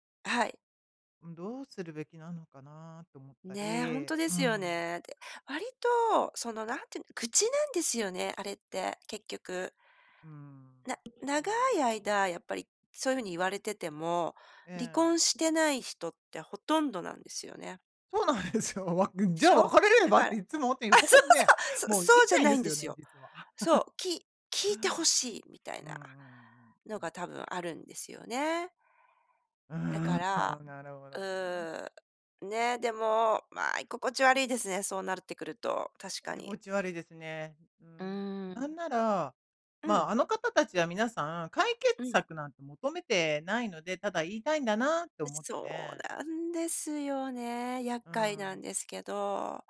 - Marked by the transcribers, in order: laughing while speaking: "そうなんですよ"; anticipating: "じゃあ別れればって、いっつもっ … いんですよね"; laughing while speaking: "あ、そう そう"; chuckle; "居心地" said as "いごち"
- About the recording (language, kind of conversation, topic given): Japanese, advice, グループの中で居心地が悪いと感じたとき、どうすればいいですか？